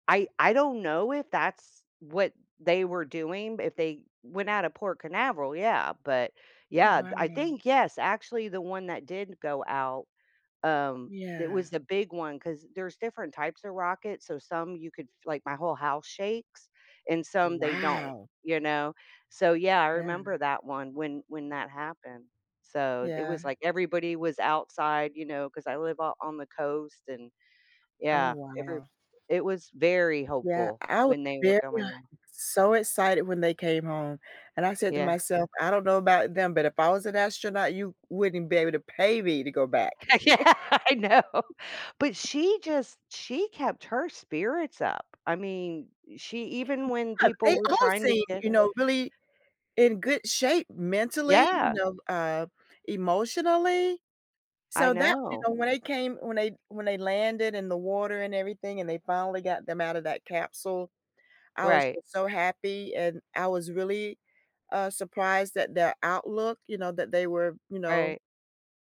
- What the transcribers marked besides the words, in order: laughing while speaking: "Yeah, I know"; chuckle; other noise
- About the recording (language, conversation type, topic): English, unstructured, How does hearing positive news affect your outlook on life?
- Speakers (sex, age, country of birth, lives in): female, 55-59, United States, United States; female, 60-64, United States, United States